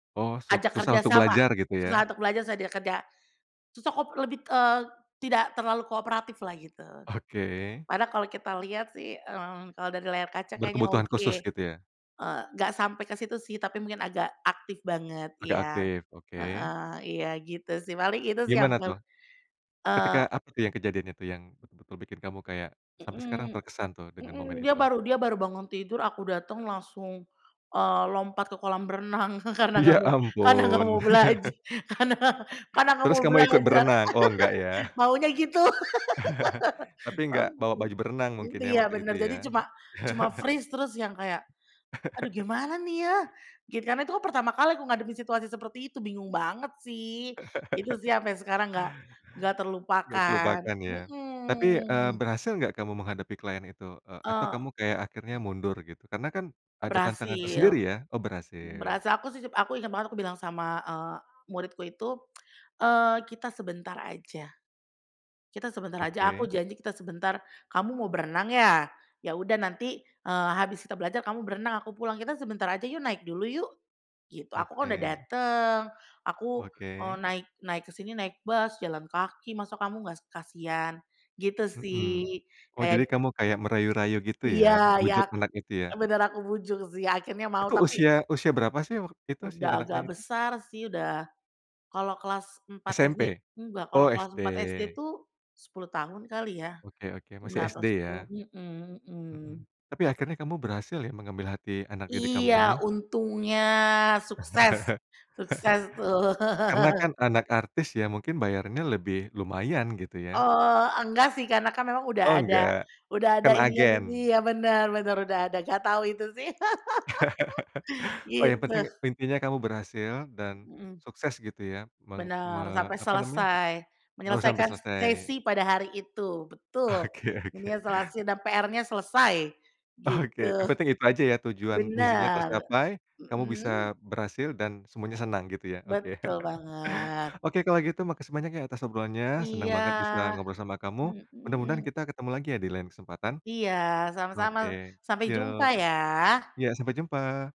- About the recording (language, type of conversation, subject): Indonesian, podcast, Bagaimana kamu menemukan hobi yang membuatmu betah banget?
- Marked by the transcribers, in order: tapping; laughing while speaking: "renang karena nggak mau karena nggak mau belaj karena"; laughing while speaking: "Ya, ampun"; laugh; laugh; chuckle; in English: "freeze"; chuckle; other background noise; laugh; "kelupaan" said as "kelupakan"; tsk; laugh; laugh; laugh; laughing while speaking: "Oke oke"; laughing while speaking: "Oke"; laugh